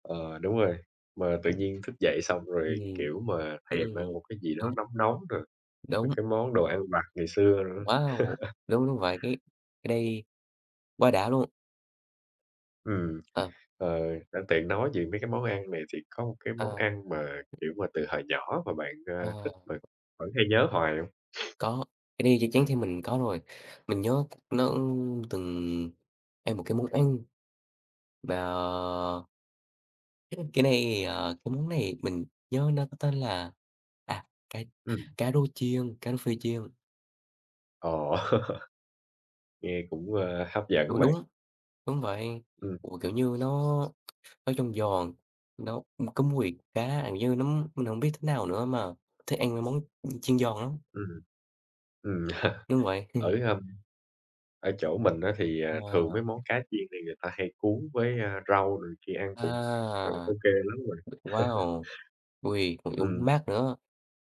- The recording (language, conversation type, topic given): Vietnamese, unstructured, Món ăn nào khiến bạn nhớ về tuổi thơ nhất?
- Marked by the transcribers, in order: chuckle; tapping; other background noise; sniff; unintelligible speech; chuckle; chuckle; chuckle; unintelligible speech